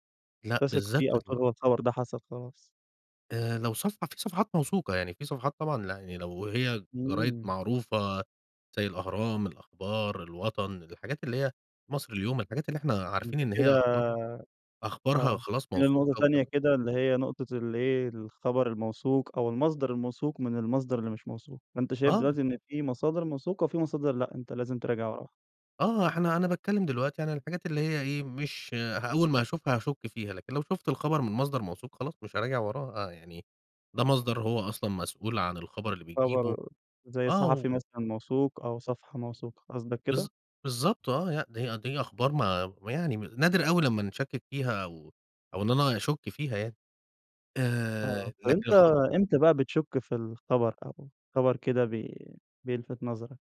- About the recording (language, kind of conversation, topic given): Arabic, podcast, إزاي بتتعامل مع الأخبار الكاذبة على السوشيال ميديا؟
- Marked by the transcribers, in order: none